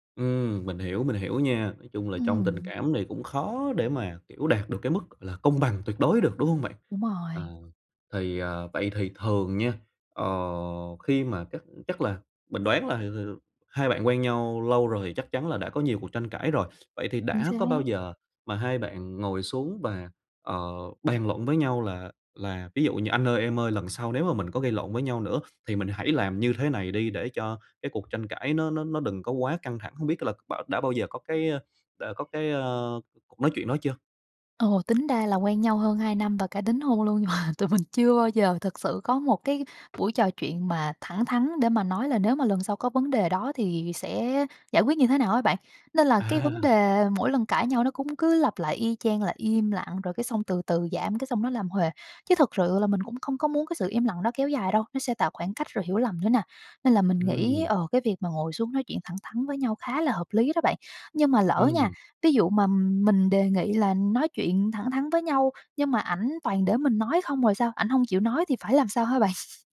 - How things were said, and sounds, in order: tapping; other background noise; laughing while speaking: "mà"; laughing while speaking: "À!"; chuckle
- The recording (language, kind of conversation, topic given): Vietnamese, advice, Bạn và bạn đời nên thảo luận và ra quyết định thế nào về việc chuyển đi hay quay lại để tránh tranh cãi?
- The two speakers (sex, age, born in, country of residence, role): female, 25-29, Vietnam, Vietnam, user; male, 25-29, Vietnam, Vietnam, advisor